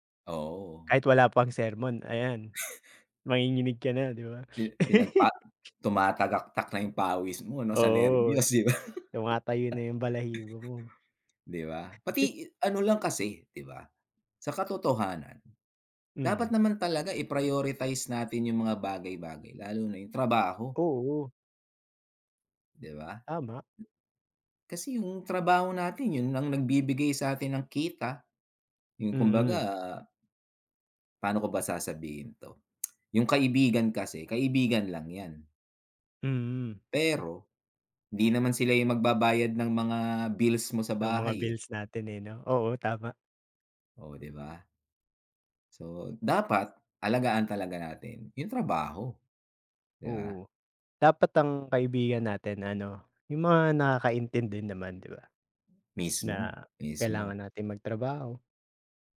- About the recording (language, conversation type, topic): Filipino, unstructured, Paano mo binabalanse ang oras para sa trabaho at oras para sa mga kaibigan?
- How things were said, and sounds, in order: chuckle; other background noise; chuckle; chuckle